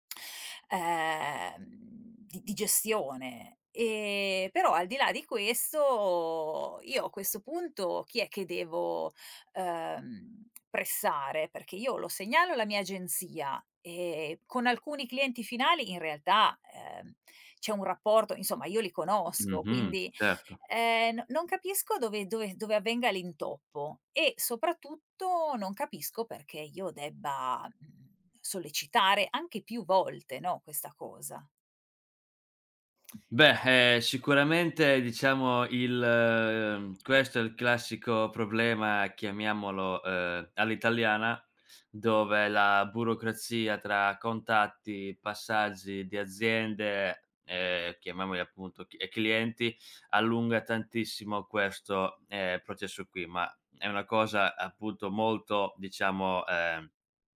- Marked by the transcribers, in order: drawn out: "ehm"; drawn out: "questo"; tapping; other background noise; drawn out: "il"
- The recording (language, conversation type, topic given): Italian, advice, Come posso superare l’imbarazzo nel monetizzare o nel chiedere il pagamento ai clienti?